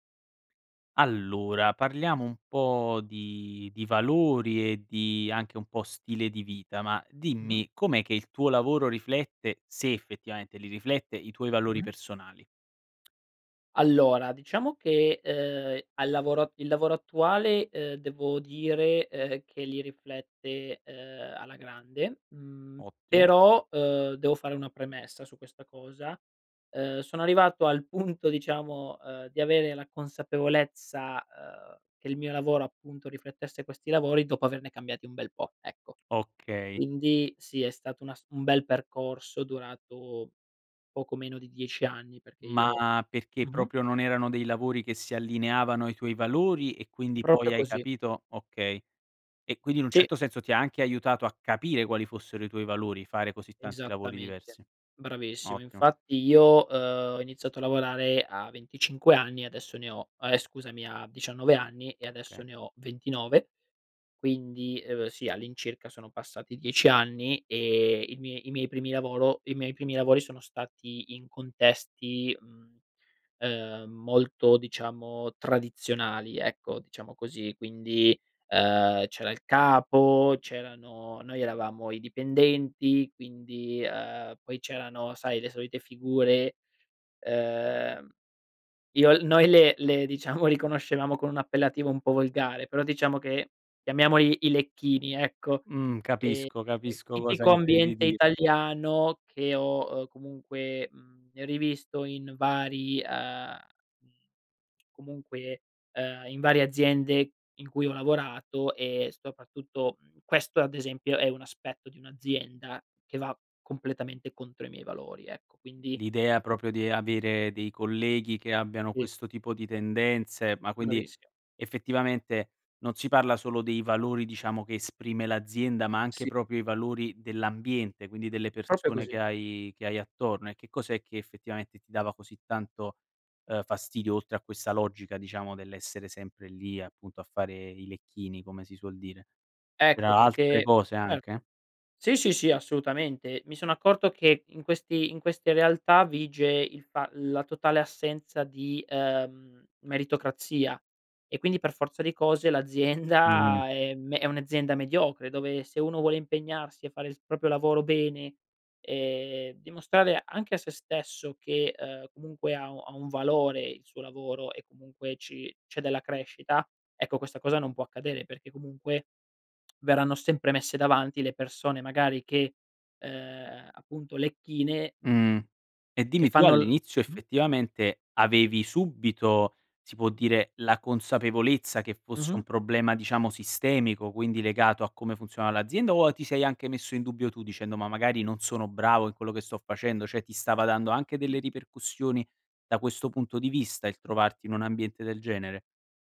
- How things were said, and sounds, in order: laughing while speaking: "punto"; "Proprio" said as "propio"; other background noise; laughing while speaking: "diciamo, riconoscevamo"; "proprio" said as "propio"; "Proprio" said as "propio"; laughing while speaking: "l'azienda"; "proprio" said as "propio"; tapping; unintelligible speech
- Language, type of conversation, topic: Italian, podcast, Come il tuo lavoro riflette i tuoi valori personali?